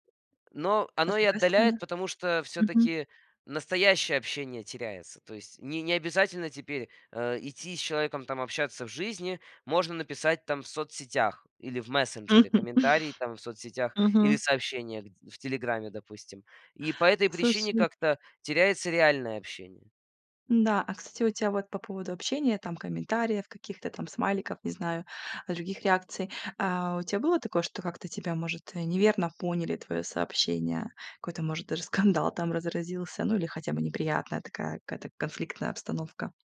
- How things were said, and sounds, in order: tapping; chuckle; laughing while speaking: "скандал"
- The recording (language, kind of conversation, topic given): Russian, podcast, Как социальные сети на самом деле влияют на ваши отношения с людьми?